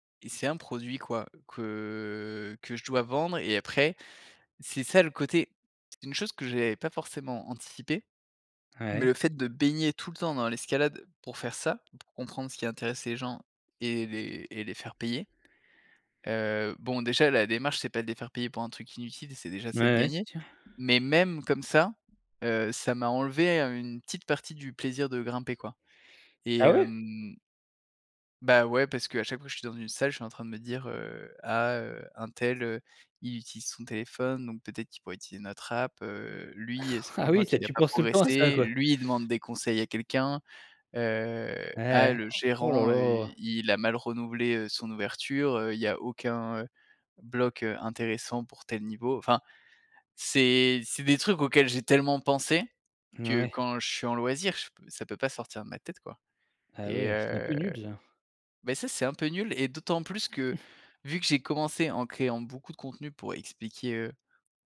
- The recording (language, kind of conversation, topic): French, podcast, Comment trouves-tu l’équilibre entre authenticité et marketing ?
- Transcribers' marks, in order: drawn out: "que"; tapping; chuckle